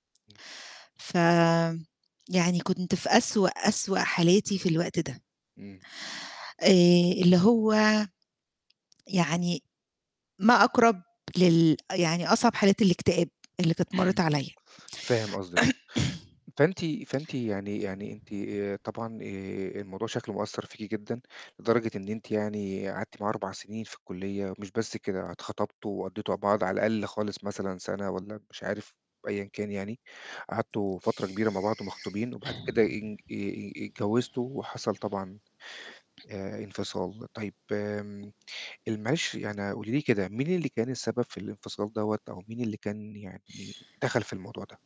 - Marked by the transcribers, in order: other noise; laugh; throat clearing
- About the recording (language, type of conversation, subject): Arabic, podcast, إيه دور أهلك وأصحابك في رحلة تعافيك؟
- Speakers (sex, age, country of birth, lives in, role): female, 40-44, Egypt, Greece, guest; male, 40-44, Egypt, Portugal, host